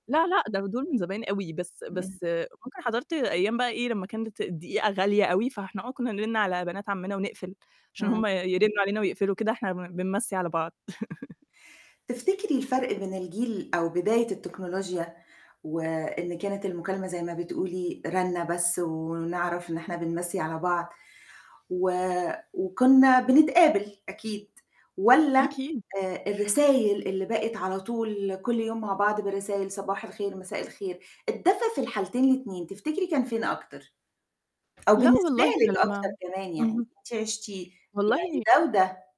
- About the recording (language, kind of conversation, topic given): Arabic, podcast, إنت بتفضّل مكالمة ولا رسالة نصية؟
- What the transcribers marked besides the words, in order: laugh; distorted speech